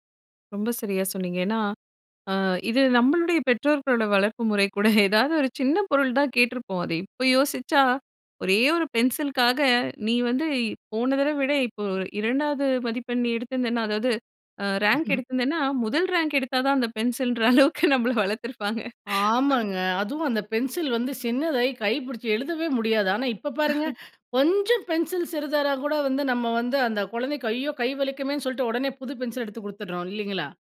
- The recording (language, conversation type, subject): Tamil, podcast, குழந்தைகளின் திரை நேரத்தை எப்படிக் கட்டுப்படுத்தலாம்?
- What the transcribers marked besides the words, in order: chuckle; chuckle; laughing while speaking: "பென்சில்ன்ற அளவுக்கு நம்மள வளர்த்துருப்பாங்க"; inhale; chuckle